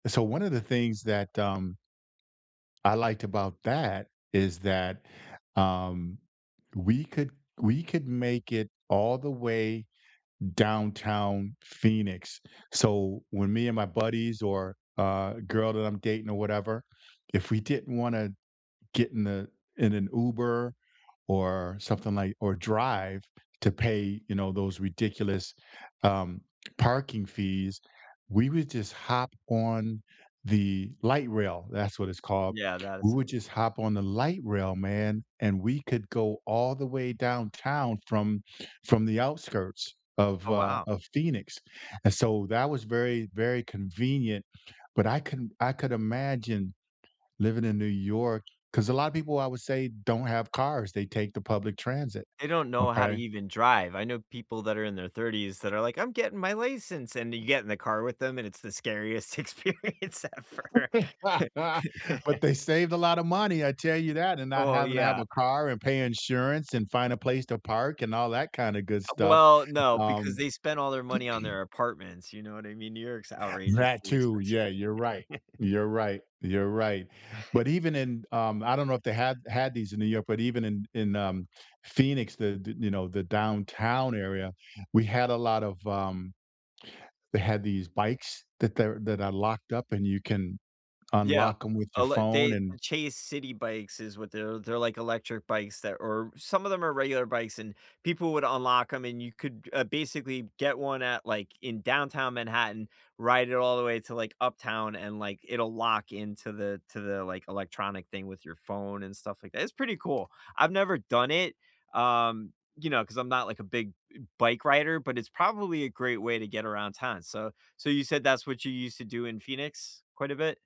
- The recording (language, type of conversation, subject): English, unstructured, What have your most memorable public transit encounters taught you about people, places, and yourself?
- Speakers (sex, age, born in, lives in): male, 45-49, United States, United States; male, 60-64, United States, United States
- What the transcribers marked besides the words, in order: tapping; other background noise; put-on voice: "I'm getting my license"; laugh; laughing while speaking: "experience ever"; laugh; throat clearing; chuckle